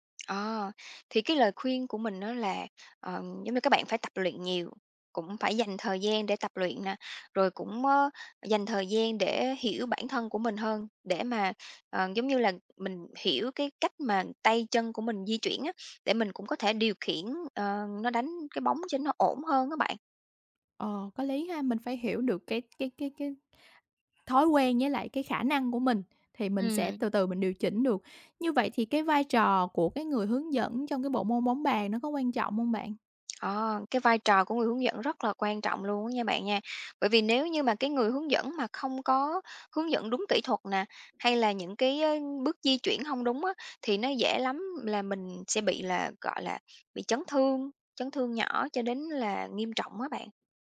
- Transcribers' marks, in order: tapping; other background noise
- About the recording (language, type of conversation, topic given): Vietnamese, podcast, Bạn có mẹo nào dành cho người mới bắt đầu không?